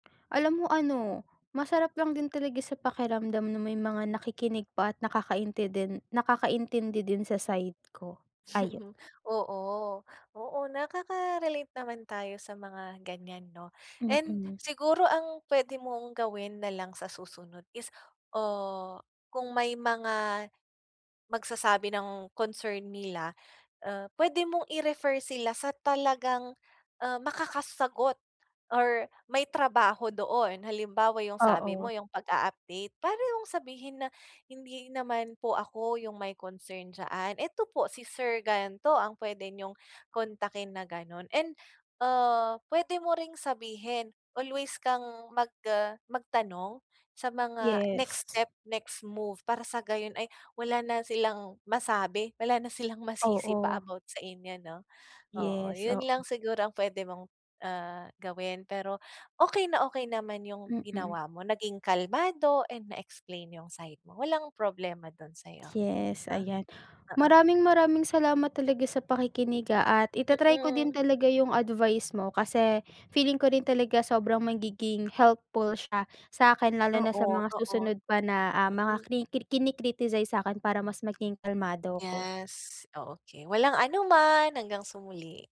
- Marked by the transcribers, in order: other background noise; chuckle; tapping; fan
- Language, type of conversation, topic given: Filipino, advice, Paano ko mauunawaan ang kritisismo at makapagtanong nang mahinahon nang hindi nagiging mapagtanggol?